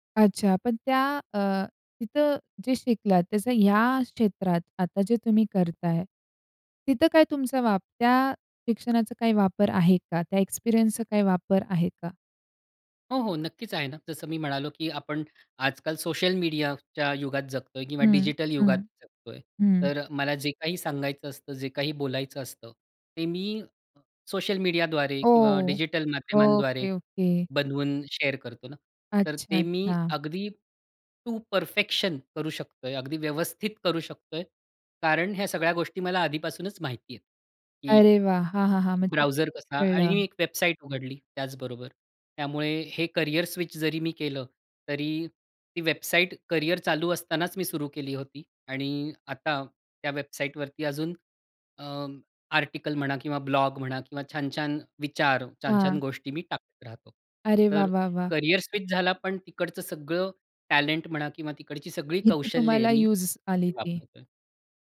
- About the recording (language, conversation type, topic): Marathi, podcast, करिअर बदलायचं असलेल्या व्यक्तीला तुम्ही काय सल्ला द्याल?
- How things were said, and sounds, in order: in English: "एक्सपिरियन्सचा"; in English: "टू परफेक्शन"; in English: "ब्राऊझर"; in English: "आर्टिकल"; in English: "ब्लॉग"; other background noise; in English: "युज"